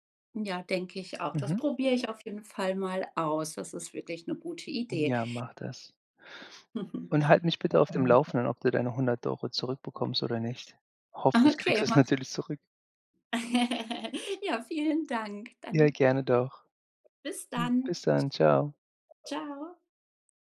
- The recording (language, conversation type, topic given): German, advice, Was kann ich tun, wenn ein Freund oder eine Freundin sich Geld leiht und es nicht zurückzahlt?
- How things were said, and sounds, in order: chuckle; background speech; giggle; other noise; other background noise